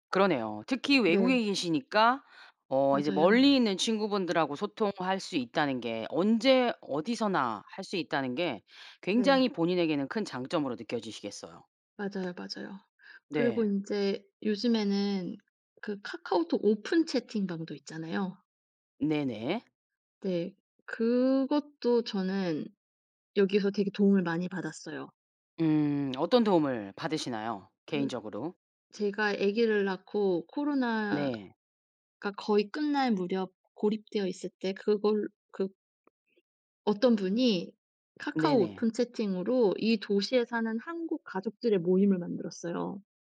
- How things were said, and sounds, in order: tapping
- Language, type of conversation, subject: Korean, podcast, SNS는 사람들 간의 연결에 어떤 영향을 준다고 보시나요?